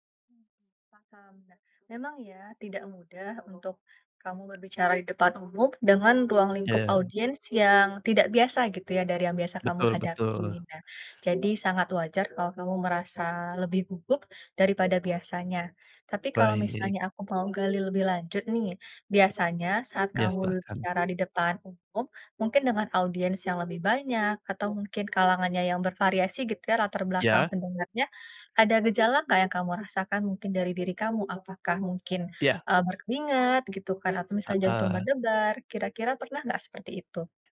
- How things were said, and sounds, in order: other background noise
- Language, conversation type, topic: Indonesian, advice, Bagaimana cara menenangkan diri saat cemas menjelang presentasi atau pertemuan penting?